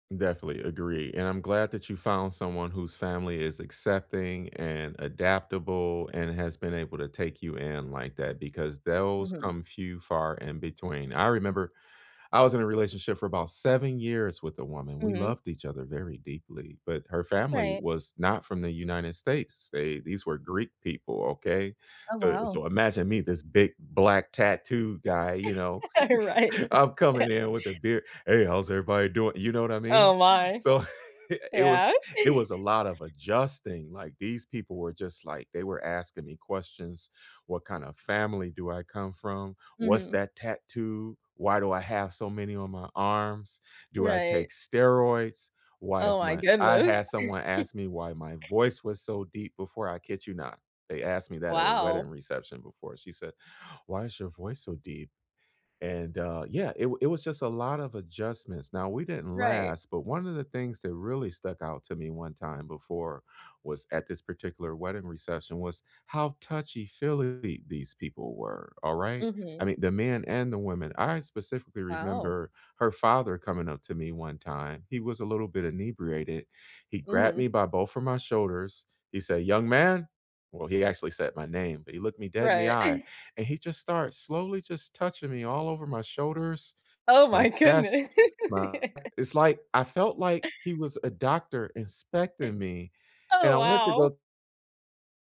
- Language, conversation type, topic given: English, unstructured, How can I handle cultural misunderstandings without taking them personally?
- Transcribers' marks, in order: laugh; laughing while speaking: "Right"; chuckle; laugh; put-on voice: "Hey, how's everybody doing?"; chuckle; chuckle; chuckle; laughing while speaking: "goodness"; laugh; other background noise; chuckle